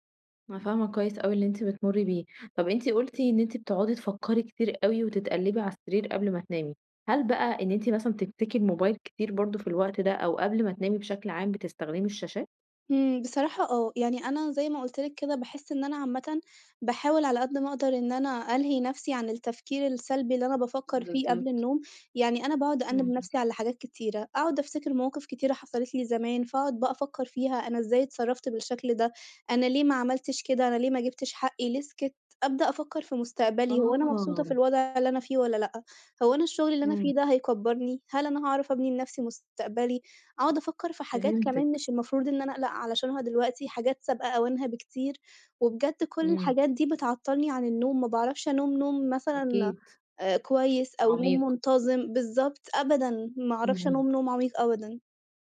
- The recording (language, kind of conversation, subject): Arabic, advice, إزاي أقدر أعمل روتين نوم ثابت يخلّيني أنام في نفس المعاد كل ليلة؟
- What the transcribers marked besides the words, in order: "أنام" said as "أنوم"; "أنام" said as "أنوم"